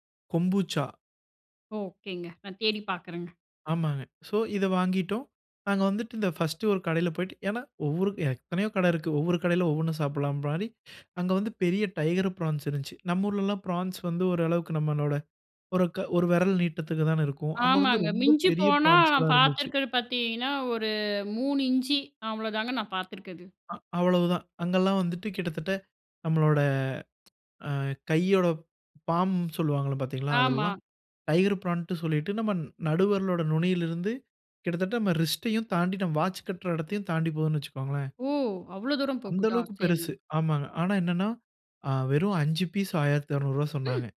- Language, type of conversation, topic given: Tamil, podcast, ஒரு ஊரின் உணவு உங்களுக்கு என்னென்ன நினைவுகளை மீண்டும் நினைவூட்டுகிறது?
- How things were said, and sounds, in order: in English: "சோ"; in English: "பர்ஸ்ட்"; "சாப்பிடலானு" said as "சாப்பிடலாபிலானி"; other background noise; in English: "பாம்னு"; in English: "ரிஸ்ட்யையும்"; in English: "பீஸ்"